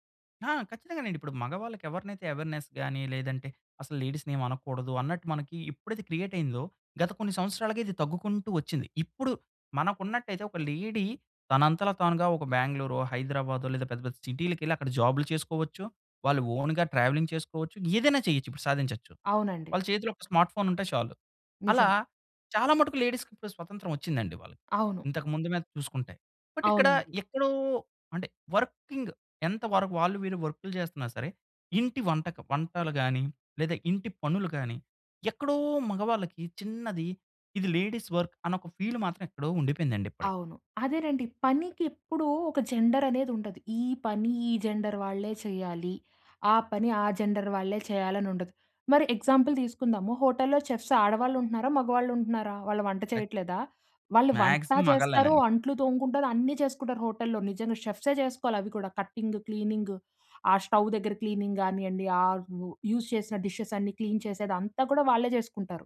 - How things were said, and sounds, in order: in English: "అవేర్నెస్"; in English: "లేడీస్‌ని"; in English: "క్రియేట్"; in English: "లేడీ"; in English: "ఓన్‌గా ట్రావెలింగ్"; in English: "స్మార్ట్ ఫోన్"; in English: "లేడీస్‌కి"; tapping; in English: "బట్"; in English: "వర్కింగ్"; in English: "లేడీస్ వర్క్"; in English: "ఫీల్"; in English: "జెండర్"; in English: "జెండర్"; in English: "జెండర్"; in English: "ఎగ్జాంపుల్"; in English: "చెఫ్స్"; in English: "మాక్సిమమ్"; in English: "స్టవ్"; in English: "క్లీనింగ్"; in English: "యూజ్"; in English: "డిషెస్"; in English: "క్లీన్"
- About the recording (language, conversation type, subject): Telugu, podcast, మీ ఇంట్లో ఇంటిపనులు ఎలా పంచుకుంటారు?